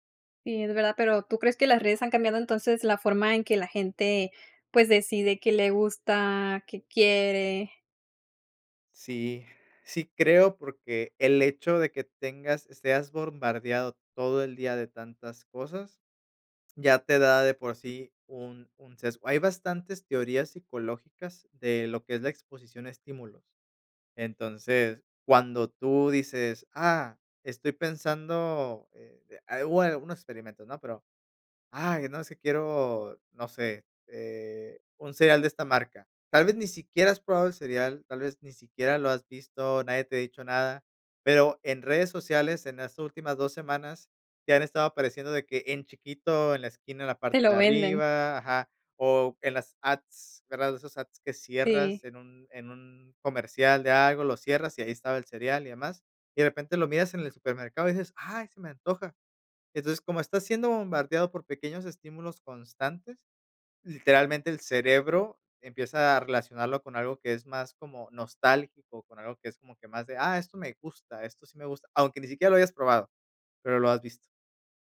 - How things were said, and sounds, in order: none
- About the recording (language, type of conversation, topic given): Spanish, podcast, ¿Cómo influyen las redes sociales en lo que consumimos?